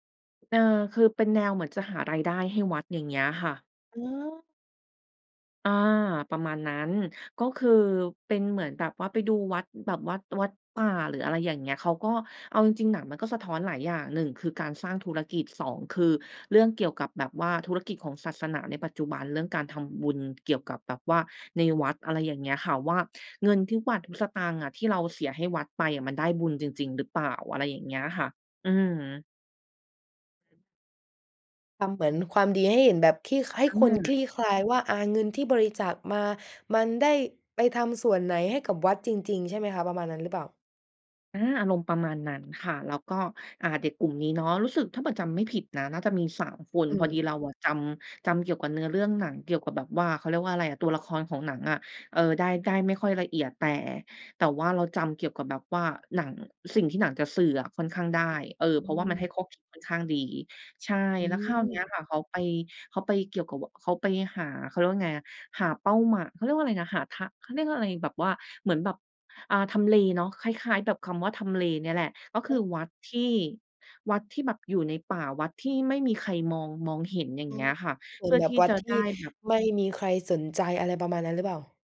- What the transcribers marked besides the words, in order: none
- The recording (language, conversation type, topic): Thai, podcast, คุณช่วยเล่าให้ฟังหน่อยได้ไหมว่ามีหนังเรื่องไหนที่ทำให้มุมมองชีวิตของคุณเปลี่ยนไป?